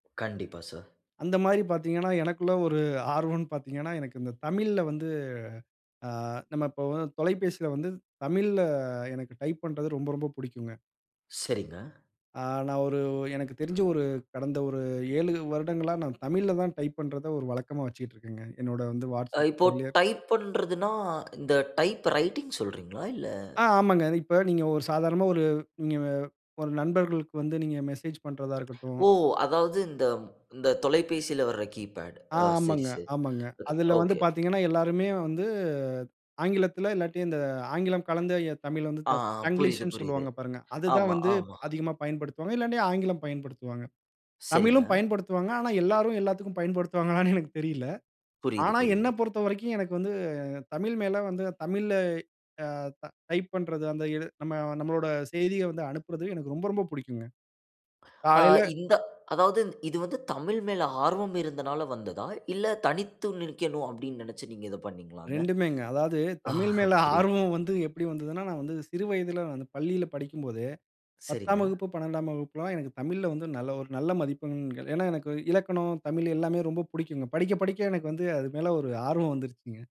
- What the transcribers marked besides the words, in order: in English: "மெசேஜ்"; in English: "கீ பேட்"; laughing while speaking: "பயன்படுத்துவாங்களான்னு"; laughing while speaking: "ஆ புரியுது"; laughing while speaking: "ஆர்வம் வந்து"
- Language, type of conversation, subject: Tamil, podcast, இந்த ஆர்வத்தைப் பின்தொடர நீங்கள் எந்தத் திறன்களை கற்றுக்கொண்டீர்கள்?